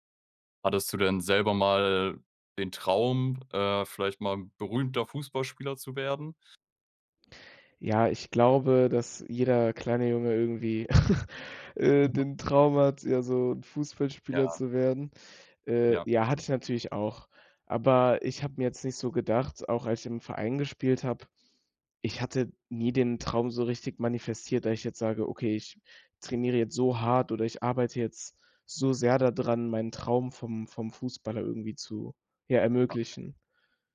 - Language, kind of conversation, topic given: German, podcast, Wie hast du dein liebstes Hobby entdeckt?
- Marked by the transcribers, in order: chuckle; other noise